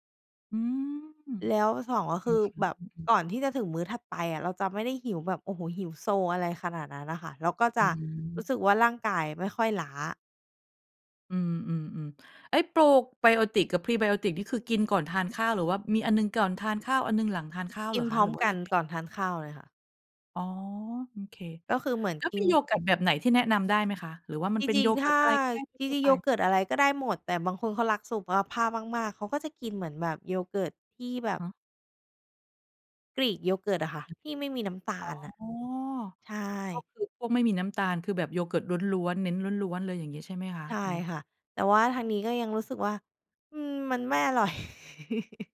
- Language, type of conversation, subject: Thai, podcast, คุณควรเริ่มปรับสุขภาพของตัวเองจากจุดไหนก่อนดี?
- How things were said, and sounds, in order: drawn out: "อ๋อ"; chuckle